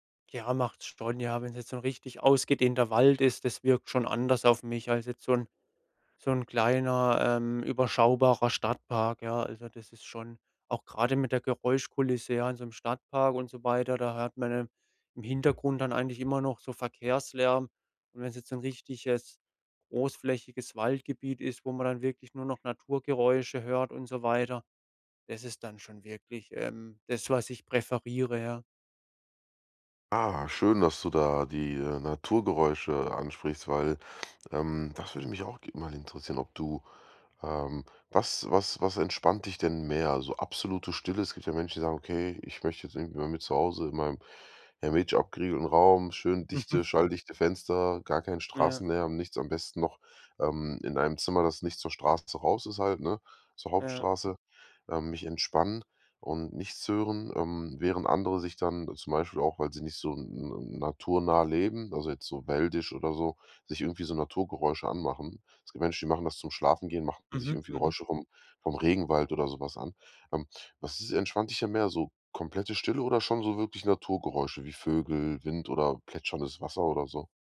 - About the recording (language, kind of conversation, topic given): German, podcast, Wie hilft dir die Natur beim Abschalten vom digitalen Alltag?
- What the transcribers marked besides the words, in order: none